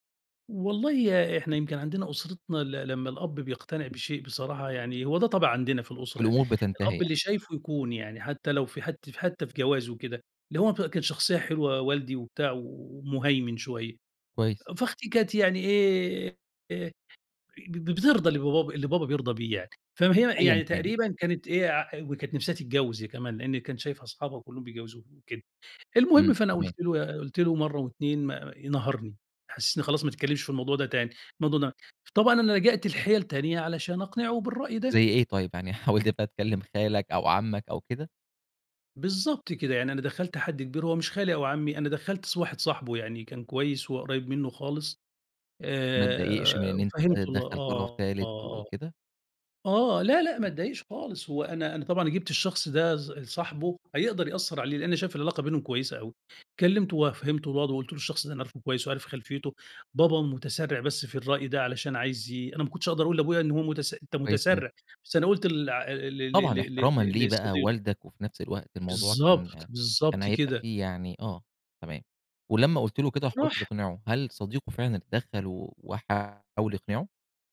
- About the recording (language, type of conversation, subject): Arabic, podcast, إزاي بتحافظ على احترام الكِبير وفي نفس الوقت بتعبّر عن رأيك بحرية؟
- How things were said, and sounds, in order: tapping; chuckle; unintelligible speech